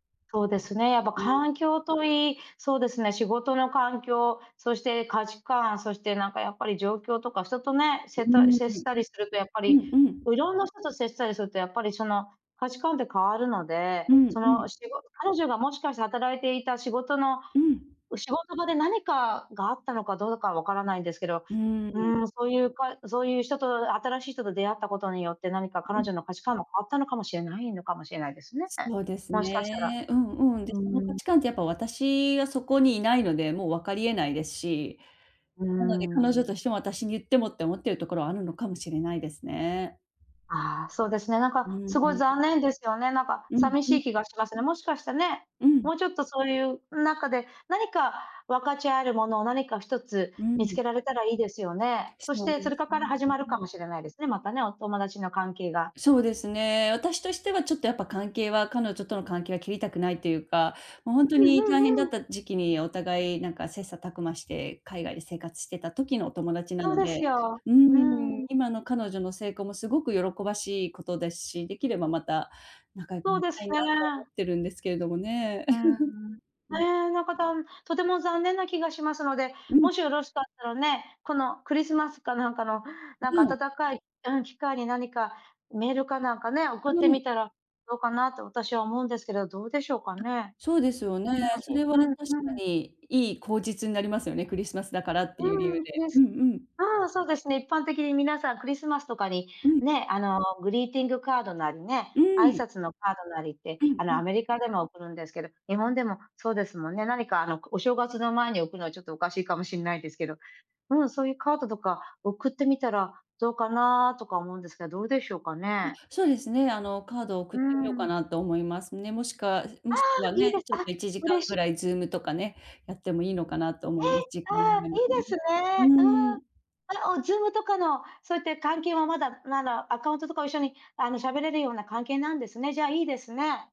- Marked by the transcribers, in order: unintelligible speech; other background noise; chuckle; joyful: "え？ああ、いいですね"
- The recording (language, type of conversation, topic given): Japanese, advice, 友人関係が変わって新しい交友関係を作る必要があると感じるのはなぜですか？